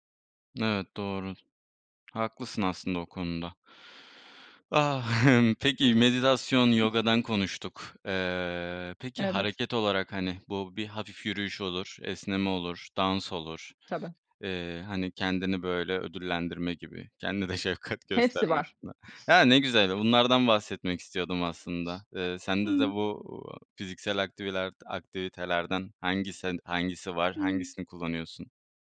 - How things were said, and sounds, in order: other background noise; chuckle; laughing while speaking: "kendini de şefkat gösterme açısından"; chuckle
- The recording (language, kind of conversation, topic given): Turkish, podcast, Kendine şefkat göstermek için neler yapıyorsun?